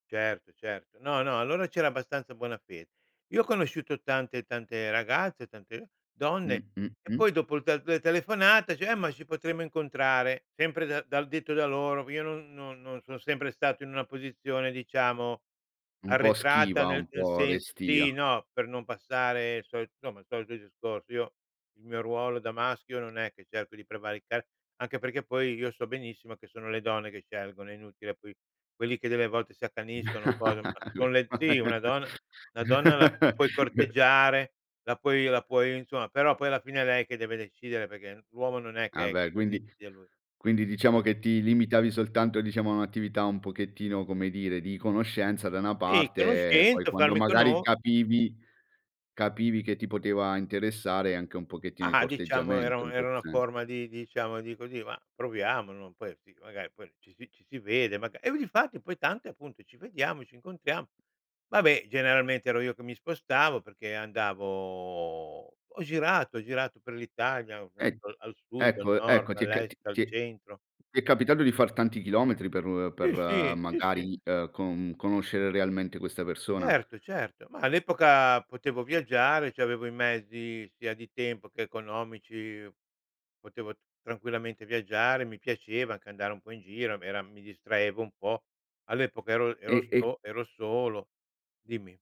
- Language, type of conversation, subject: Italian, podcast, Hai mai trasformato un’amicizia online in una reale?
- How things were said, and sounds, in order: tapping; chuckle; unintelligible speech; chuckle; chuckle; drawn out: "andavo"